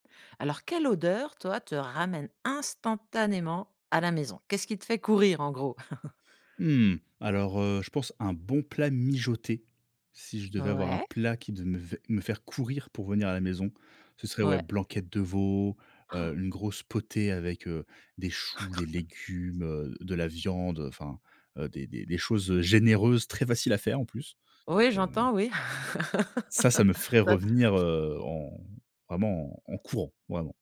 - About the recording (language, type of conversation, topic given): French, podcast, Quelle odeur te ramène instantanément à la maison ?
- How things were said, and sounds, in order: stressed: "instantanément"; chuckle; stressed: "mijoté"; stressed: "plat"; "devait" said as "demevait"; chuckle; tapping; stressed: "généreuses"; laugh